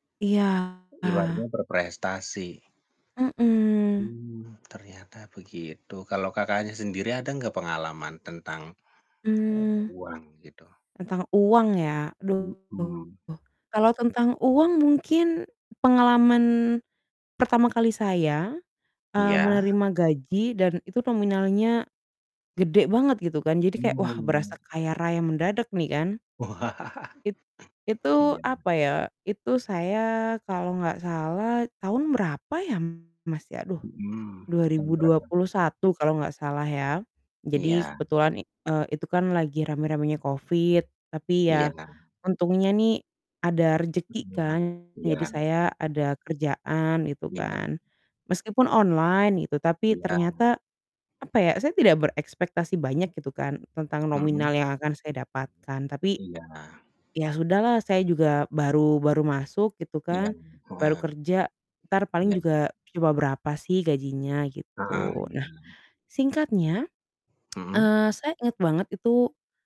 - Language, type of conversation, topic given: Indonesian, unstructured, Apa pengalaman paling mengejutkan yang pernah kamu alami terkait uang?
- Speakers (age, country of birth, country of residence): 25-29, Indonesia, Indonesia; 30-34, Indonesia, Indonesia
- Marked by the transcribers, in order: distorted speech; static; other background noise; chuckle; tsk